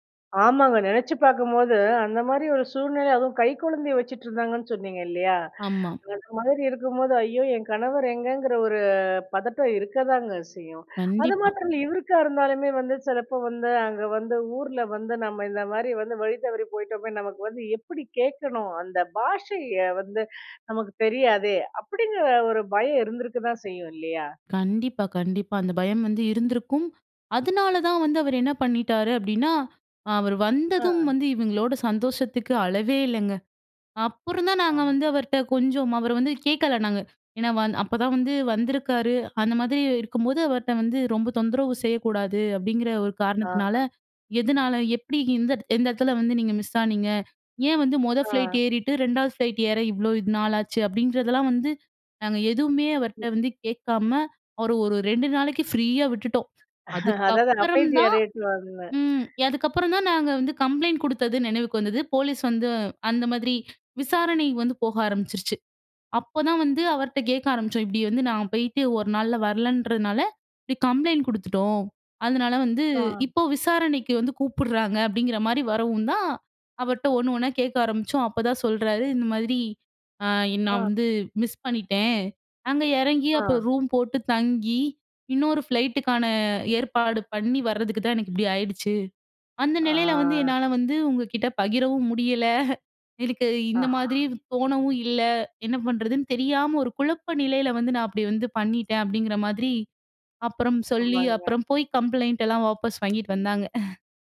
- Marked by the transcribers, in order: other background noise; "சில நேரம்" said as "சிலப்போ"; in English: "ஃப்ளைட்"; in English: "ஃப்ளைட்"; other noise; laughing while speaking: "அதாவது அமைதியா இரு"; unintelligible speech; in English: "கம்ப்ளைண்ட்"; in English: "கம்ப்ளைண்ட்"; in English: "ஃப்ளைட்டு"; drawn out: "ஆ"; laughing while speaking: "பகிரவும் முடியல"; in English: "கம்ப்ளைண்ட்"; chuckle
- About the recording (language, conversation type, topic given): Tamil, podcast, புதிய ஊரில் வழி தவறினால் மக்களிடம் இயல்பாக உதவி கேட்க எப்படி அணுகலாம்?